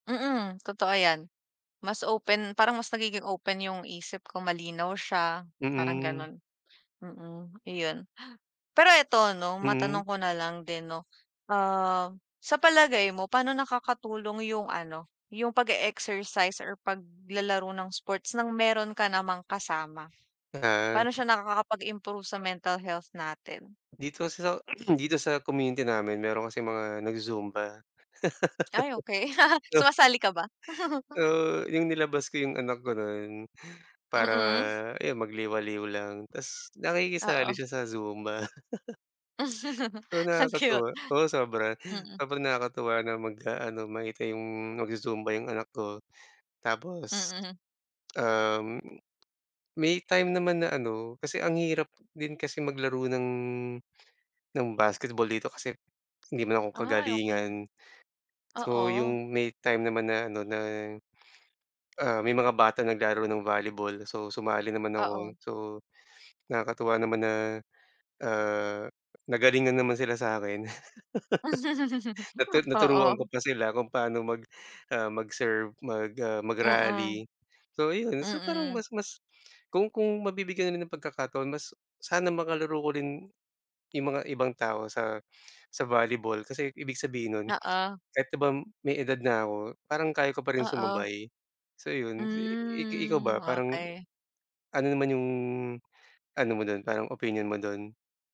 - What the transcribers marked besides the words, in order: other background noise; in English: "community"; laugh; chuckle; chuckle; laugh; chuckle; chuckle; drawn out: "Hmm"
- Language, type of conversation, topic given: Filipino, unstructured, Ano ang mga positibong epekto ng regular na pag-eehersisyo sa kalusugang pangkaisipan?